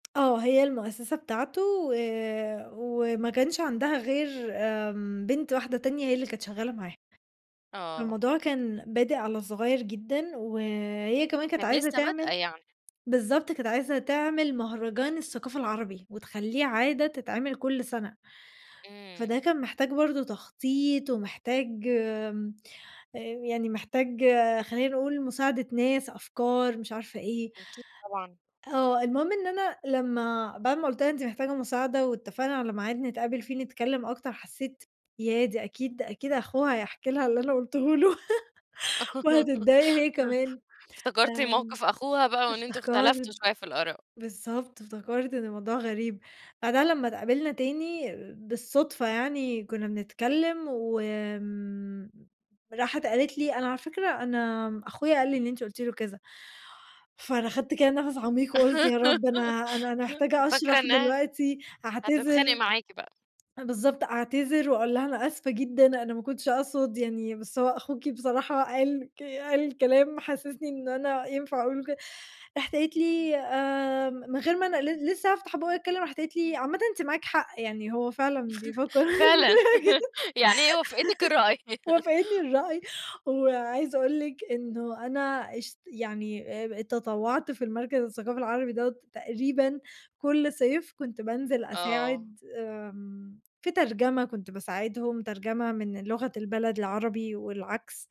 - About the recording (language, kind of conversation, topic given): Arabic, podcast, احكيلي عن لقاء صدفة إزاي ادّاك فرصة ماكنتش متوقّعها؟
- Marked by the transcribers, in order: giggle; laugh; inhale; giggle; laughing while speaking: "فعلًا، يعني هي وافقتِك الرأي"; unintelligible speech; giggle